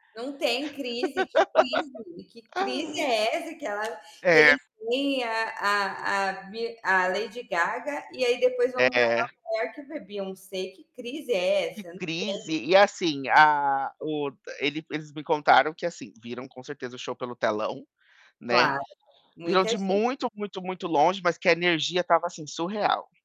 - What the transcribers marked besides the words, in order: laugh; tapping; distorted speech; other background noise
- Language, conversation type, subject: Portuguese, unstructured, Qual foi o momento mais inesperado que você viveu com seus amigos?